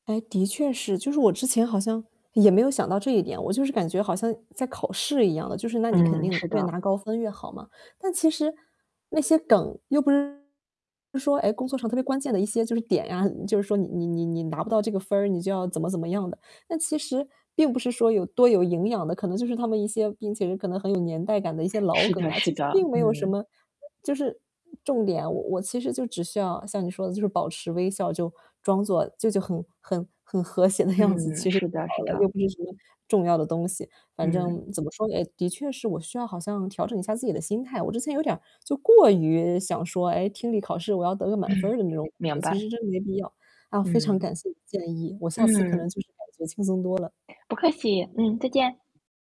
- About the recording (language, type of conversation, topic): Chinese, advice, 语言障碍是如何限制你的社交生活的？
- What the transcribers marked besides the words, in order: distorted speech; tapping; laughing while speaking: "的样子"; other background noise